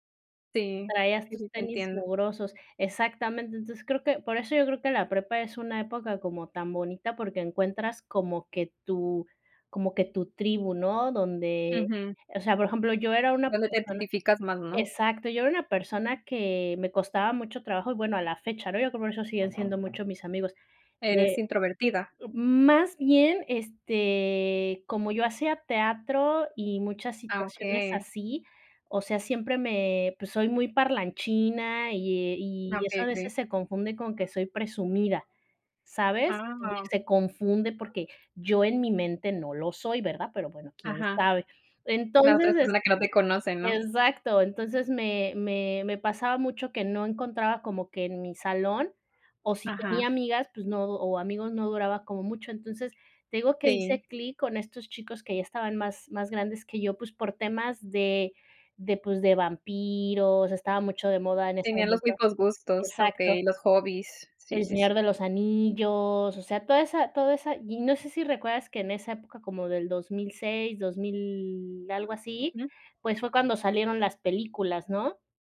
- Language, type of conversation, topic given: Spanish, unstructured, ¿Cómo compartir recuerdos puede fortalecer una amistad?
- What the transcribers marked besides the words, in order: other background noise